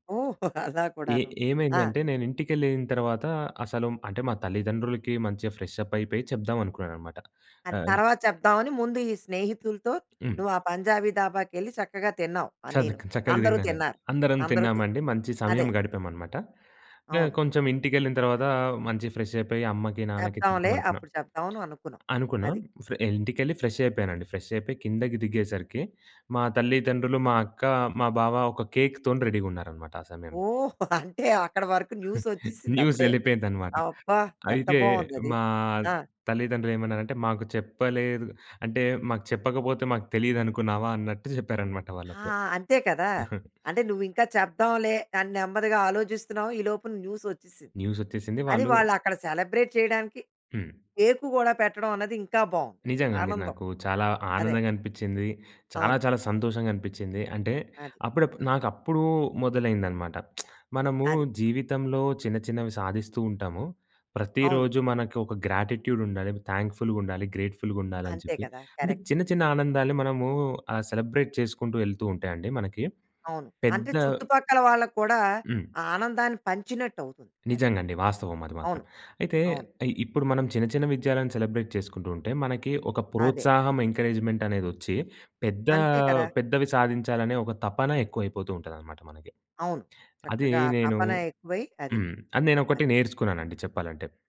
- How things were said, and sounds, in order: laughing while speaking: "ఓహ్! అలా కూడాను"; in English: "ఫ్రెష్‌అప్"; other background noise; in English: "ఫ్రెష్‌అప్"; in English: "కేక్‌తోని రెడీగా"; laughing while speaking: "ఓహ్! అంటే"; chuckle; in English: "న్యూస్"; in English: "న్యూస్"; chuckle; in English: "న్యూస్"; in English: "సెలబ్రేట్"; lip smack; in English: "గ్రాటిట్యూడ్"; in English: "థాంక్‌ఫుల్"; in English: "గ్రేట్‌ఫుల్"; in English: "కరెక్ట్"; in English: "సెలబ్రేట్"; in English: "సెలబ్రేట్"; in English: "ఎంకరేజ్మెంట్"
- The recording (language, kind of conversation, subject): Telugu, podcast, చిన్న విజయాలను నువ్వు ఎలా జరుపుకుంటావు?